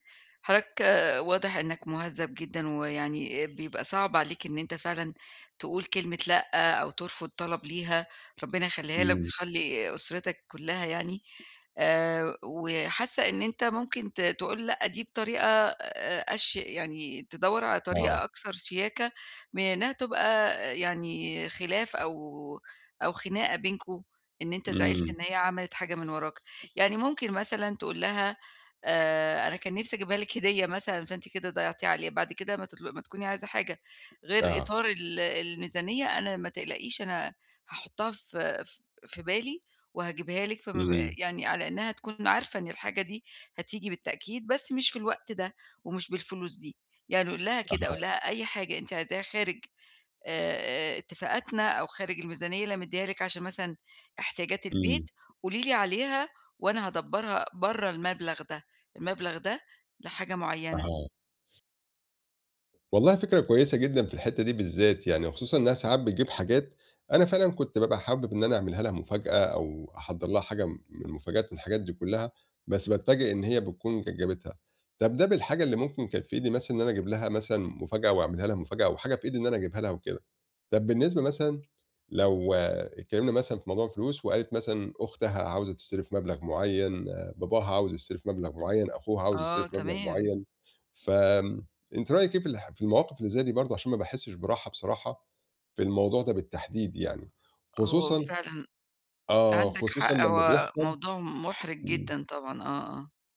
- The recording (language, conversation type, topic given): Arabic, advice, إزاي أفتح موضوع الفلوس مع شريكي أو عيلتي وأنا مش مرتاح/ة للكلام عنه؟
- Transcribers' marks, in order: none